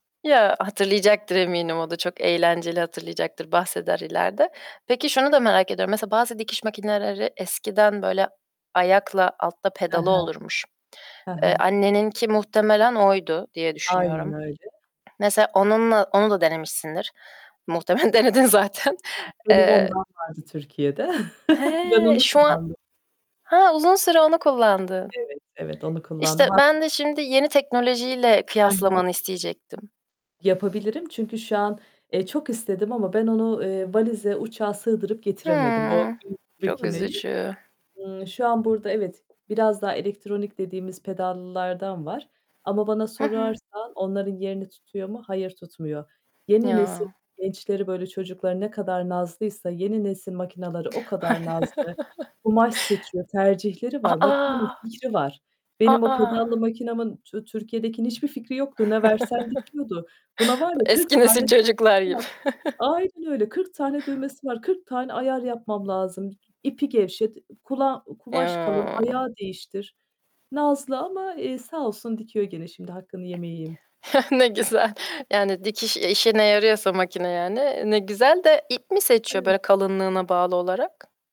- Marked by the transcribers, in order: static; other background noise; distorted speech; tapping; laughing while speaking: "denedin zaten"; chuckle; sad: "Hıı. Çok üzücü"; "makineleri" said as "makinaları"; chuckle; "Makinenin" said as "Makinanın"; surprised: "A, A"; "makinemin" said as "makinamın"; chuckle; chuckle; joyful: "Ne güzel"
- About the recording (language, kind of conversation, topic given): Turkish, podcast, Hobini başkalarıyla paylaşıyor ve bir topluluğa katılıyor musun?